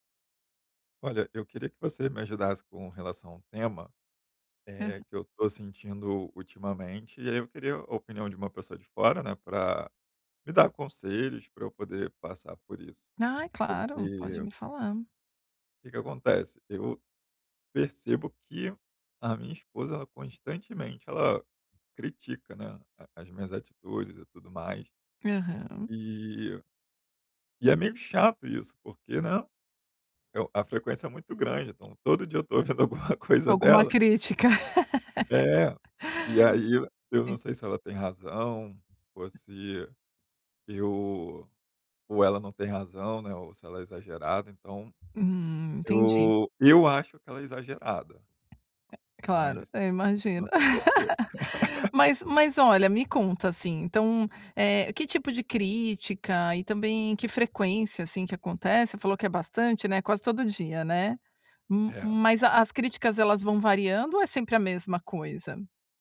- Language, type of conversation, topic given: Portuguese, advice, Como lidar com um(a) parceiro(a) que critica constantemente minhas atitudes?
- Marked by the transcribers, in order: laugh; tapping; laugh; laugh; chuckle